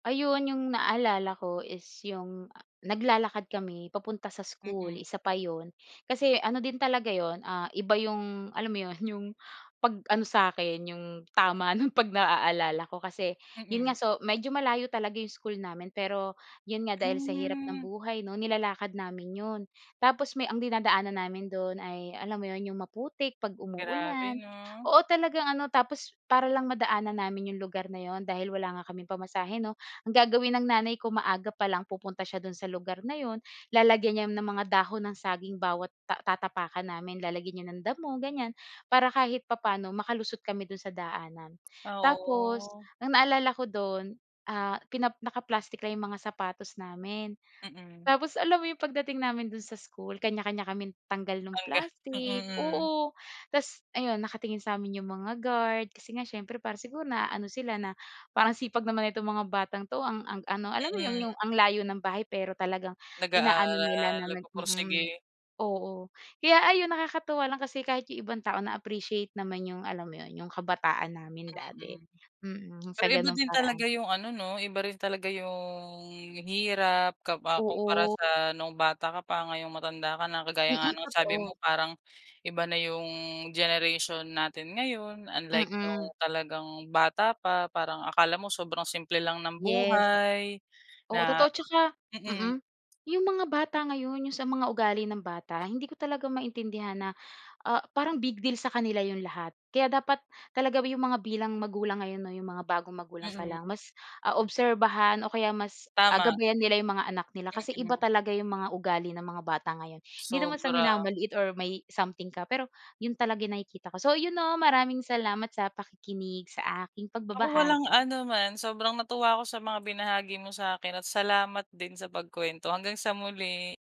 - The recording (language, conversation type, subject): Filipino, podcast, Ano ang pinakatumatak na alaala mo sa bahay noong bata ka?
- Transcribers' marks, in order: snort; laughing while speaking: "ng pag naaalala ko"; drawn out: "Hmm"; drawn out: "Oo"; joyful: "tapos alam mo yung"; in English: "appreciate"; inhale; in English: "something"; in English: "So"